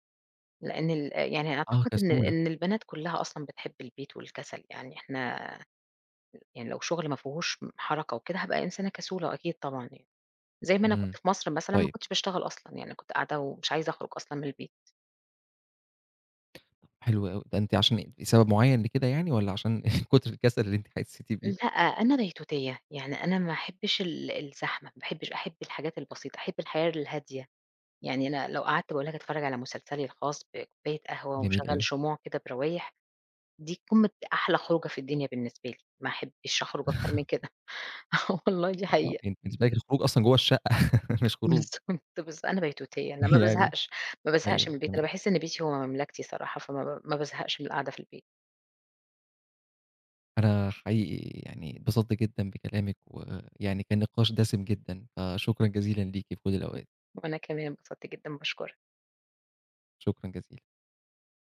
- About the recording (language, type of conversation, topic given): Arabic, podcast, إزاي بتنظّم نومك عشان تحس بنشاط؟
- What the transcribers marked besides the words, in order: other noise; chuckle; laugh; laughing while speaking: "آه والله دي حقيقة"; laugh; laughing while speaking: "بالضبط بالض"; laughing while speaking: "يعني"